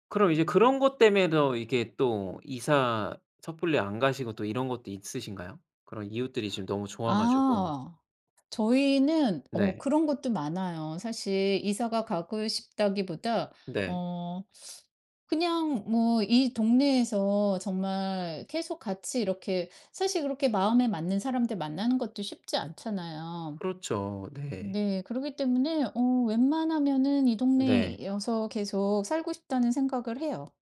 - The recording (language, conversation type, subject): Korean, podcast, 새 이웃을 환영하는 현실적 방법은 뭐가 있을까?
- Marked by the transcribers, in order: none